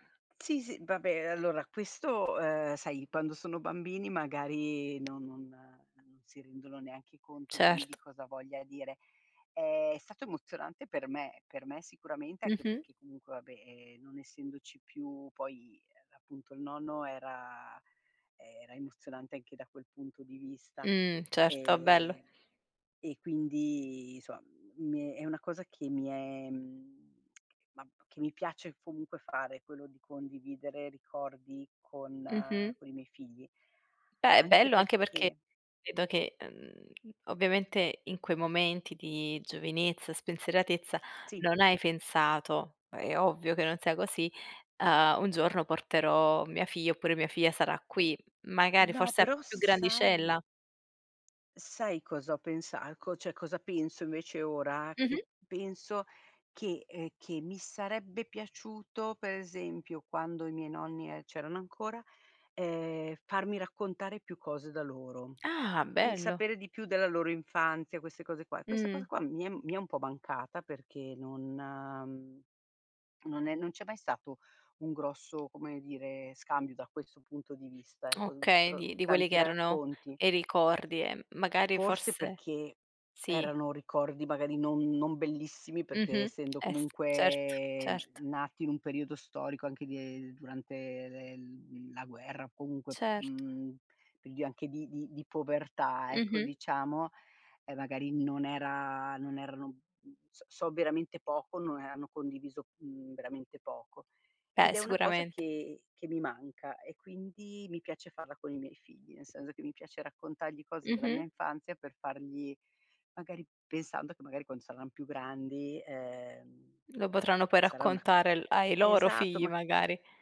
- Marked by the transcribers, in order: tapping; other background noise; tsk; "credo" said as "edo"; "cioè" said as "ceh"
- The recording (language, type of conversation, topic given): Italian, podcast, Qual è il ricordo d'infanzia che più ti emoziona?